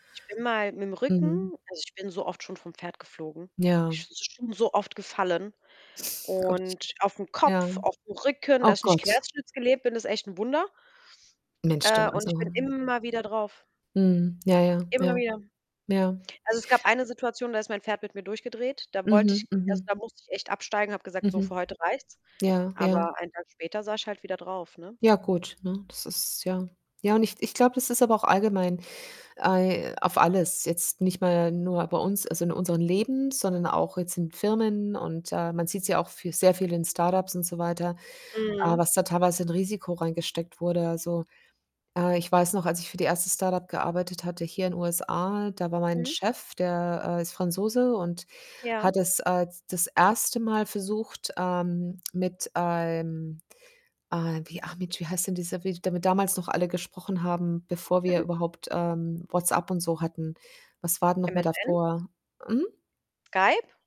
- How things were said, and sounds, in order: distorted speech
- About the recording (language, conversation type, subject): German, unstructured, Was treibt Innovationen stärker voran: Risiko oder Stabilität?